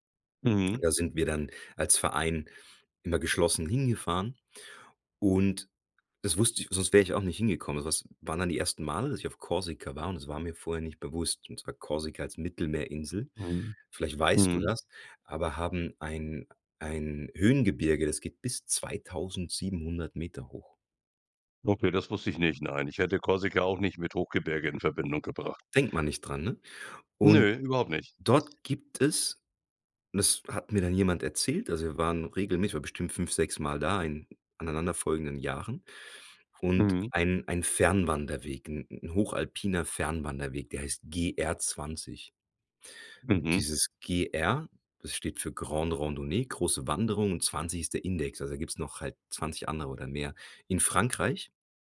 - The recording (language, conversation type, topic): German, podcast, Welcher Ort hat dir innere Ruhe geschenkt?
- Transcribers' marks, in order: none